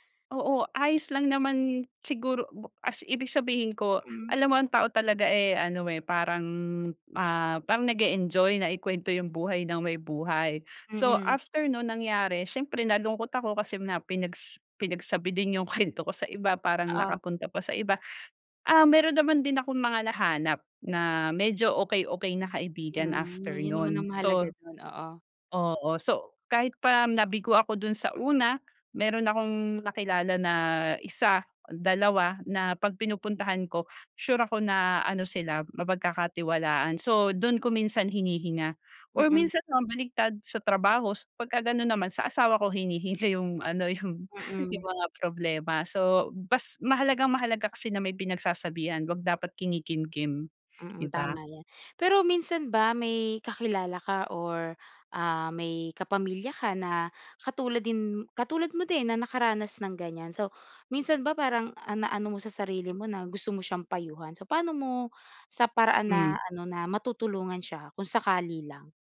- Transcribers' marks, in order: tapping; laughing while speaking: "kwento ko"; other background noise; laughing while speaking: "yung ano, yung"
- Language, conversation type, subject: Filipino, podcast, Paano mo inaalagaan ang kalusugang pangkaisipan mo?